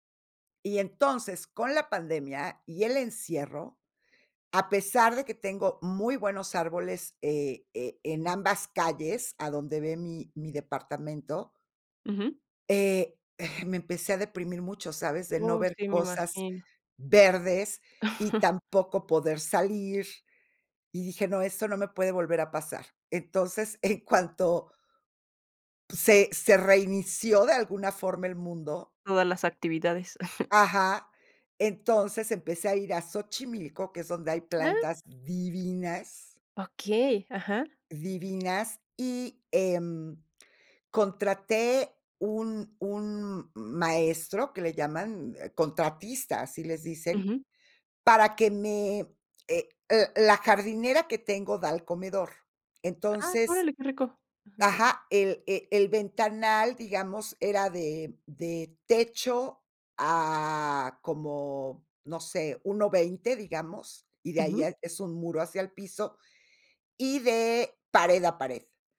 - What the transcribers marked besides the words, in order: chuckle; laughing while speaking: "en cuanto"; chuckle; tapping
- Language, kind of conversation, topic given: Spanish, podcast, ¿Qué papel juega la naturaleza en tu salud mental o tu estado de ánimo?